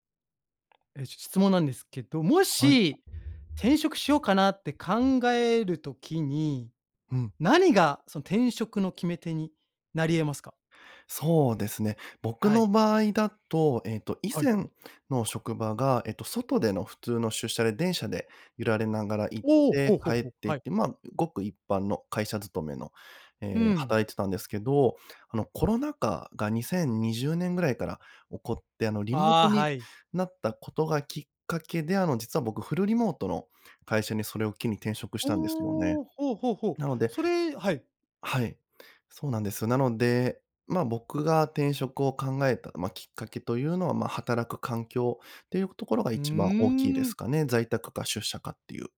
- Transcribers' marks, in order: other background noise; other noise
- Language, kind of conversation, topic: Japanese, podcast, 転職を考えるとき、何が決め手になりますか？